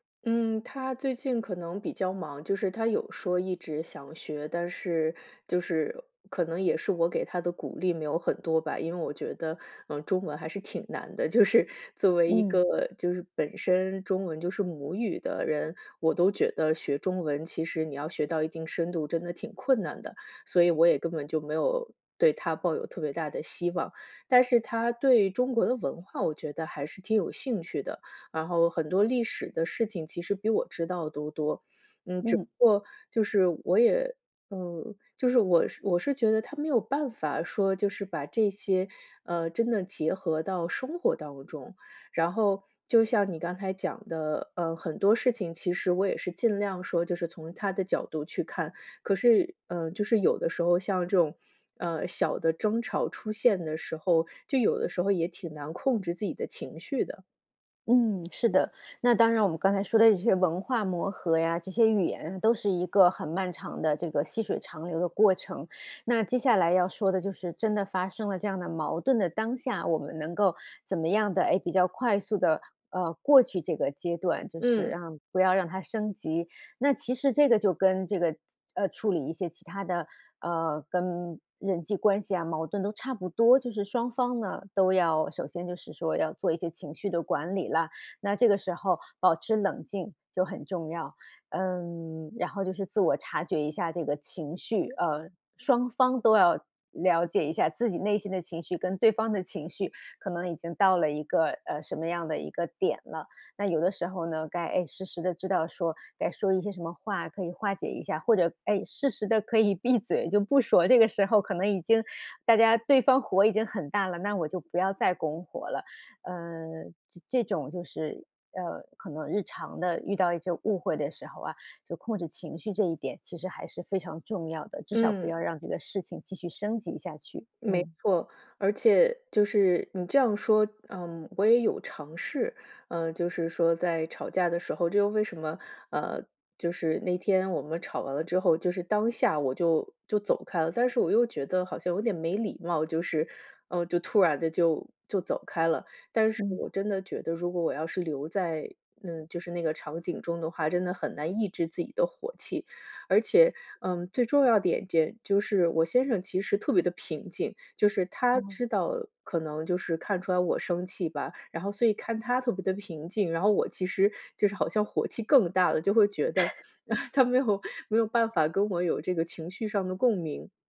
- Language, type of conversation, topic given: Chinese, advice, 我们为什么总是频繁产生沟通误会？
- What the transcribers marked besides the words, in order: laughing while speaking: "就是"; other background noise; other noise; laughing while speaking: "闭嘴"; chuckle; laughing while speaking: "他没有"